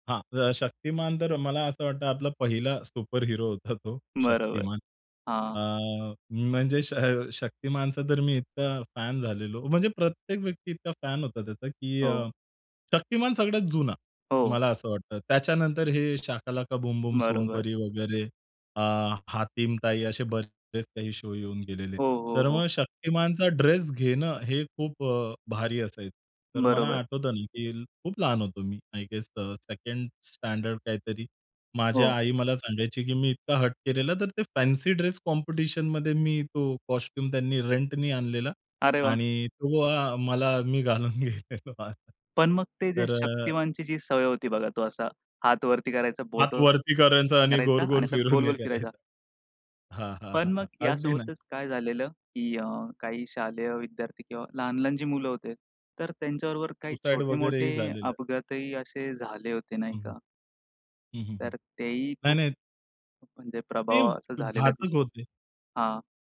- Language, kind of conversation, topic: Marathi, podcast, लहानपणी तुमचा आवडता दूरदर्शनवरील कार्यक्रम कोणता होता?
- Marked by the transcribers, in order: chuckle; in English: "शो"; in English: "सेकंड स्टँडर्ड"; in English: "फॅन्सी"; in English: "कॉम्पिटिशनमध्ये"; in English: "कॉस्ट्यूम"; laughing while speaking: "मी घालून गेलेलो"; laughing while speaking: "हे करायचा"; other background noise; other noise